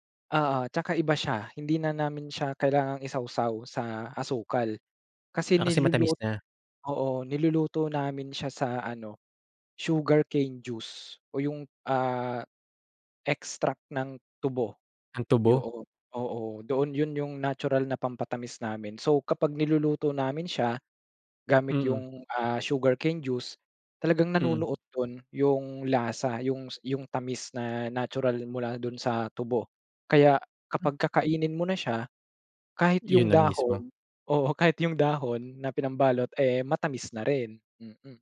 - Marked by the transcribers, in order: other background noise; in English: "sugarcane juice"; in English: "extract"; in English: "sugarcane juice"; laughing while speaking: "oo kahit 'yong dahon"; wind
- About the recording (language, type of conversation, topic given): Filipino, podcast, Anong lokal na pagkain ang hindi mo malilimutan, at bakit?